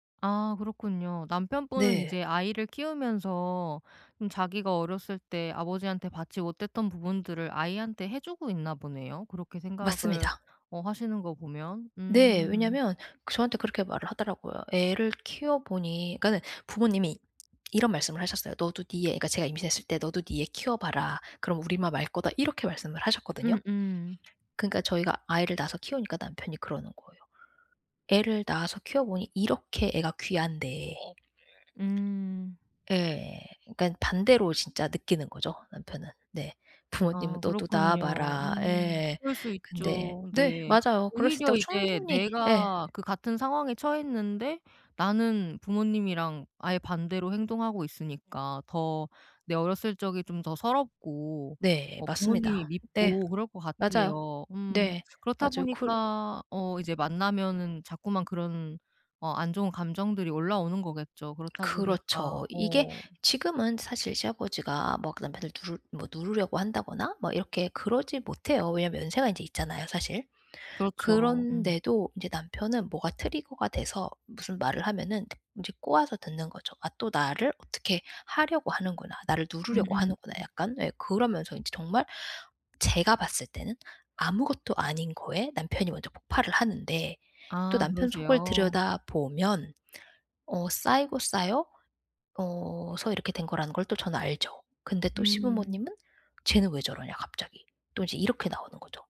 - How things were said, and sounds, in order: other noise; other background noise; tapping; in English: "쿨"; in English: "trigger가"
- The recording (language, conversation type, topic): Korean, advice, 가족 모임에서 감정이 격해질 때 어떻게 평정을 유지할 수 있을까요?